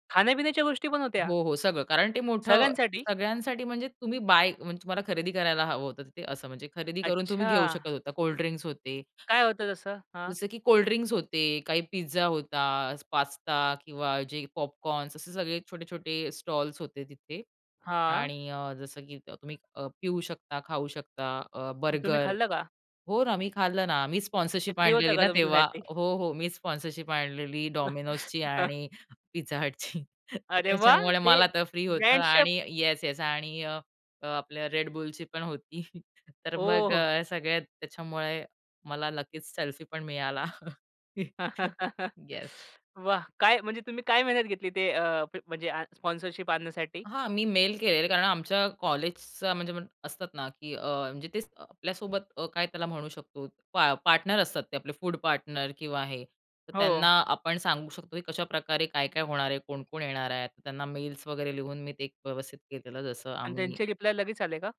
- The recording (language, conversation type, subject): Marathi, podcast, तुम्हाला कोणती थेट सादरीकरणाची आठवण नेहमी लक्षात राहिली आहे?
- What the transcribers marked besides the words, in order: surprised: "खाण्यापिण्याच्या गोष्टी पण होत्या?"; surprised: "सगळ्यांसाठी?"; in English: "बाय"; in English: "पास्ता"; in English: "पॉपकॉर्न"; anticipating: "तुम्ही खाल्लं का?"; in English: "बर्गर"; in English: "स्पॉन्सरशिप"; chuckle; in English: "स्पॉन्सरशिप"; surprised: "अरे वाह! ते ब्रँड शेप"; in English: "ब्रँड शेप"; other background noise; chuckle; chuckle; in English: "येस"; in English: "स्पॉन्सरशिप"; in English: "पार्टनर"; in English: "फूड पार्टनर"